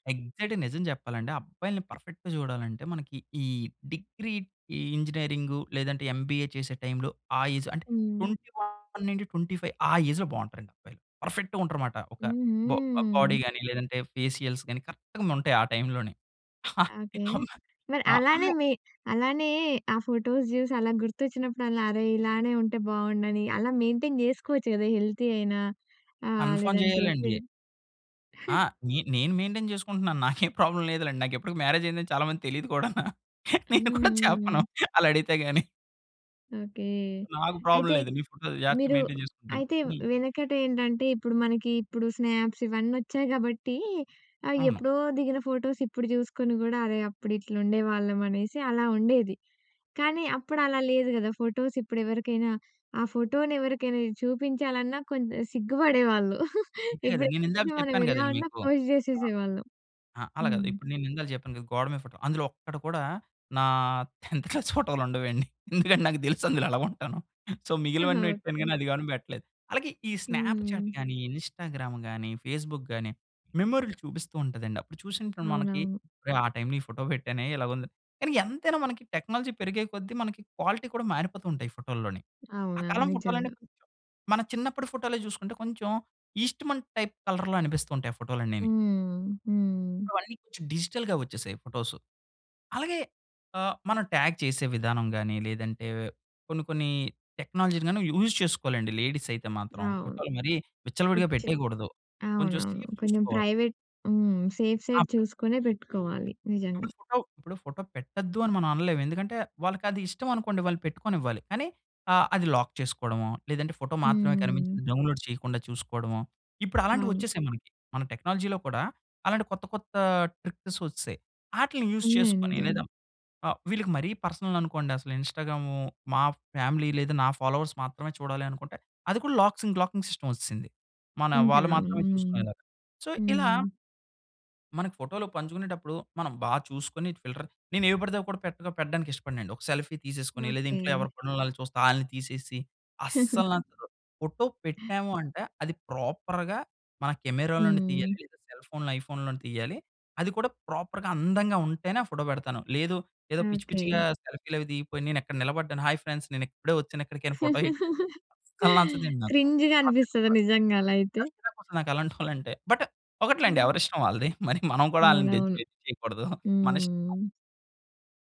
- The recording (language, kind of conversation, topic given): Telugu, podcast, ఫోటోలు పంచుకునేటప్పుడు మీ నిర్ణయం ఎలా తీసుకుంటారు?
- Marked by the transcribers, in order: in English: "ఎగ్జాక్ట్‌గా"; in English: "పర్ఫెక్ట్"; in English: "ఎంబీఏ"; in English: "ట్వెంటీ వన్ నుండి ట్వంటీ ఫైవ్"; in English: "ఏజ్‌లో"; in English: "పర్ఫెక్ట్‌గా"; in English: "బోడీ"; in English: "ఫేసియల్స్"; in English: "కరెక్ట్‌గుండుంటాయి"; laugh; in English: "ఫోటోస్"; in English: "మెయింటైన్"; in English: "హెల్తీ"; chuckle; in English: "మెయింటైన్"; in English: "ప్రాబ్లమ్"; laughing while speaking: "నేను కూడా చెప్పను. ఆళ్ళడిగితే గాని"; in English: "ప్రాబ్లం"; tapping; in English: "మెయింటేన్"; in English: "స్నాప్స్"; in English: "ఫోటోస్"; chuckle; in English: "పోస్ట్"; laughing while speaking: "టెన్త్ క్లాస్ ఫోటోలు ఉండవండి. ఎందుకంటే … అది గాని పెట్టలేదు"; in English: "టెన్త్ క్లాస్"; in English: "సో"; chuckle; in English: "స్నాప్‌చాట్"; in English: "ఇన్‌స్టాగ్రామ్"; in English: "ఫేస్‌బుక్"; in English: "టెక్నాలజీ"; in English: "క్వాలిటీ"; in English: "ఈస్ట్‌మన్ టైప్ కలర్‌లో"; in English: "డిజిటల్‌గా"; in English: "టాగ్"; in English: "యూజ్"; in English: "లేడీస్"; unintelligible speech; in English: "ప్రైవేట్"; in English: "సేఫ్"; in English: "సేఫ్ సైడ్"; unintelligible speech; in English: "లాక్"; in English: "డౌన్‌లోడ్"; in English: "టెక్నాలజీలో"; in English: "ట్రిక్స్"; in English: "యూజ్"; in English: "పర్సనల్"; in English: "ఫ్యామిలీ"; in English: "ఫాలోవర్స్"; in English: "లాక్సింగ్, లాకింగ్ సిస్టమ్"; in English: "సో"; in English: "ఫిల్టర్"; in English: "సెల్ఫీ"; chuckle; stressed: "అస్సల"; in English: "ప్రాపర్‌గా"; in English: "ఐఫోన్"; in English: "ప్రాపర్‌గా"; in English: "హాయి ఫ్రెండ్స్"; laugh; in English: "క్రింజ్‌గా"; unintelligible speech; in English: "బట్"; laughing while speaking: "వాలదీ. మరి మనం కూడా ఆళ్ళని జడ్జ్, జడ్జ్ చేయకుడదు"; in English: "జడ్జ్, జడ్జ్"